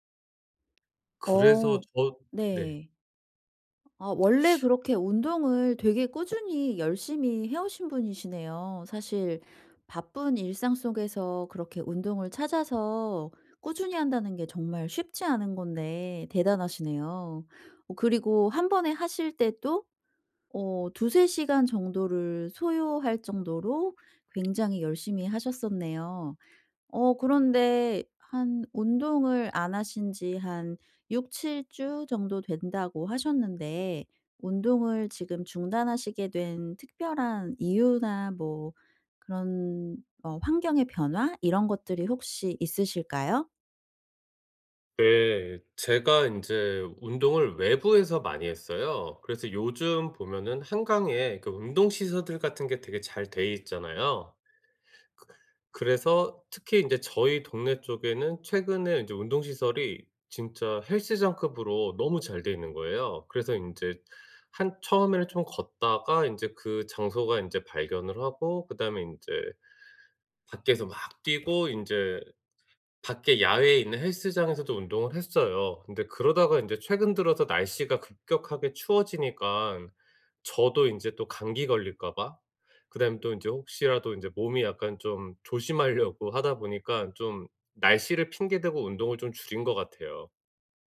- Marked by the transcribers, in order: tapping; other background noise; teeth sucking
- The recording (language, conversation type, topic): Korean, advice, 피로 신호를 어떻게 알아차리고 예방할 수 있나요?